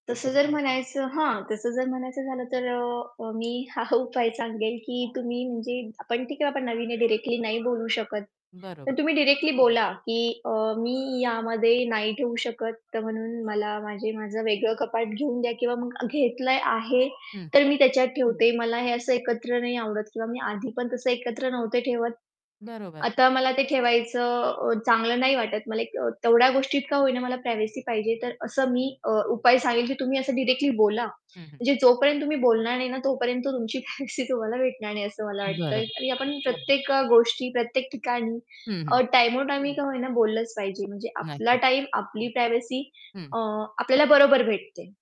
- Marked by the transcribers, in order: other background noise; laughing while speaking: "हा"; background speech; static; tapping; in English: "प्रायव्हसी"; laughing while speaking: "प्रायव्हसी"; distorted speech; horn; in English: "प्रायव्हसी"
- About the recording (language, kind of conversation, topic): Marathi, podcast, कुटुंबासोबत एकाच घरात जागा शेअर करताना तुम्हाला कोणती आव्हाने येतात?